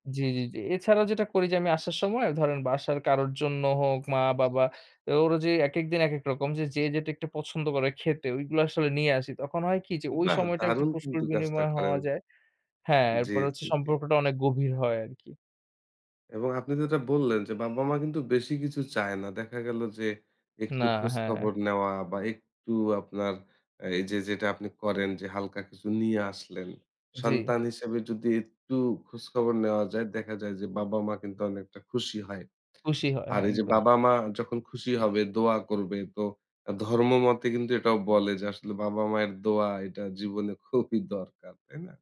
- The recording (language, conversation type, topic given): Bengali, podcast, আপনি কাজ ও ব্যক্তিগত জীবনের ভারসাম্য কীভাবে বজায় রাখেন?
- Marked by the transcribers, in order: laughing while speaking: "খুবই দরকার"